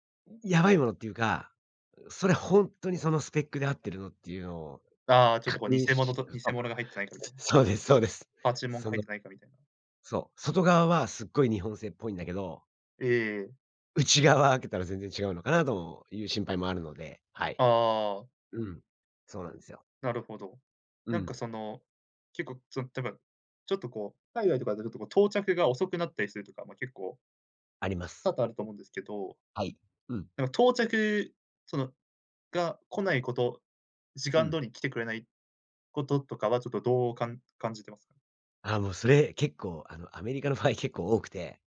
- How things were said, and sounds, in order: other noise
- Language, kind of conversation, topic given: Japanese, podcast, オンラインでの買い物で失敗したことはありますか？